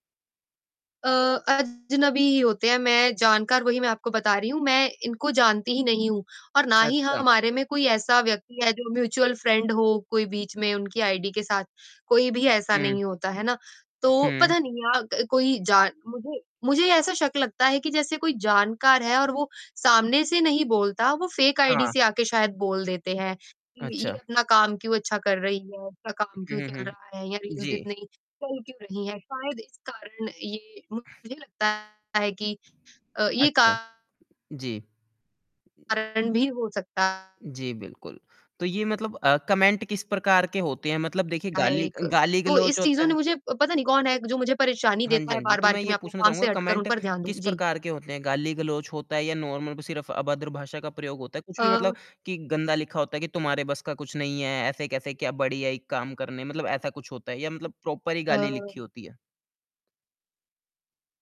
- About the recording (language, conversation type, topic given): Hindi, advice, सोशल मीडिया पर नकारात्मक टिप्पणियों से आपको किस तरह परेशानी हो रही है?
- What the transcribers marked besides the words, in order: distorted speech; other background noise; in English: "म्यूच्यूअल फ्रेंड"; in English: "आईडी"; in English: "फेक"; in English: "रील्स"; static; in English: "कमेंट"; in English: "कमेंट"; tapping; in English: "नार्मल"; in English: "प्रॉपर"